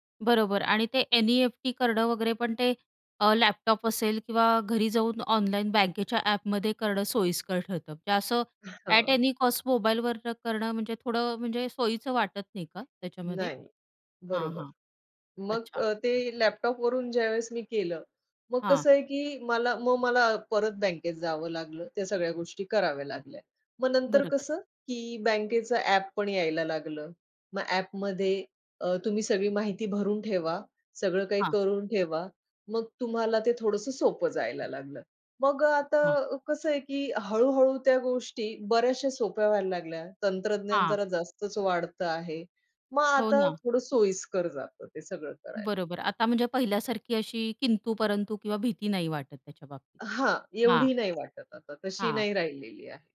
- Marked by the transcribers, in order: chuckle; in English: "ॲट एनी कॉस्ट"; tapping; other noise
- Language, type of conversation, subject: Marathi, podcast, तुम्ही ऑनलाइन देयके आणि यूपीआय वापरणे कसे शिकलात, आणि नवशिक्यांसाठी काही टिप्स आहेत का?